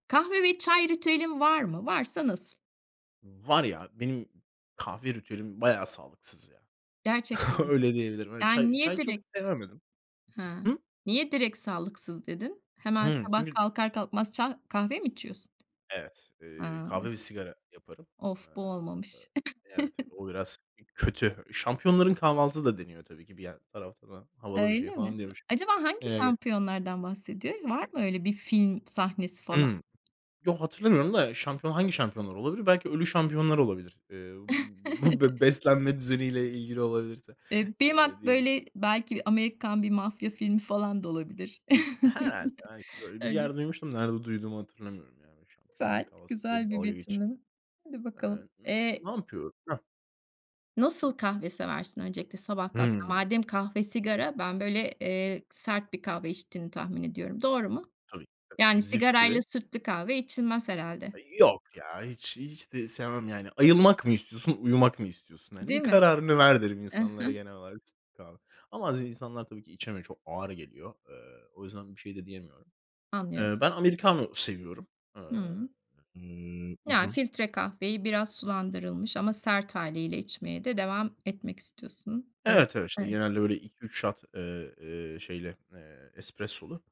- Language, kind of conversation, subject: Turkish, podcast, Kahve ya da çay içme ritüelin nasıl?
- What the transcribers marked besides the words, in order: laughing while speaking: "Öyle"; other background noise; chuckle; chuckle; chuckle; in Italian: "americano"; in English: "shot"